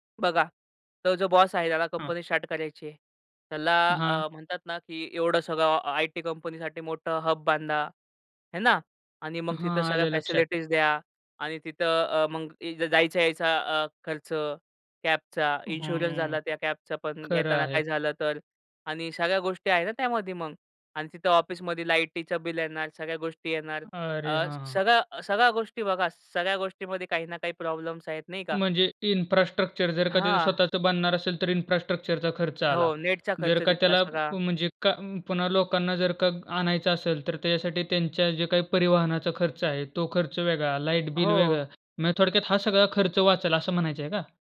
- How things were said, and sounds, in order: in English: "हब"; in English: "फॅसिलिटीज"; in English: "कॅबचा, इन्शुरन्स"; in English: "कॅबचा"; in English: "इन्फ्रास्ट्रक्चर"; in English: "इन्फ्रास्ट्रक्चरचा"
- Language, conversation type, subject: Marathi, podcast, भविष्यात कामाचा दिवस मुख्यतः ऑफिसमध्ये असेल की घरातून, तुमच्या अनुभवातून तुम्हाला काय वाटते?